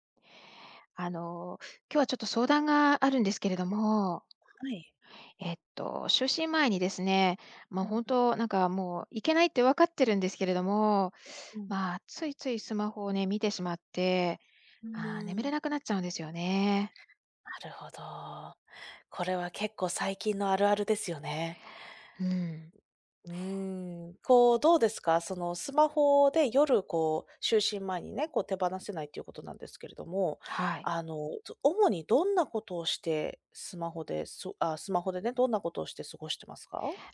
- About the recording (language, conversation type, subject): Japanese, advice, 就寝前にスマホが手放せなくて眠れないのですが、どうすればやめられますか？
- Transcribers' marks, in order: other noise; tapping; other background noise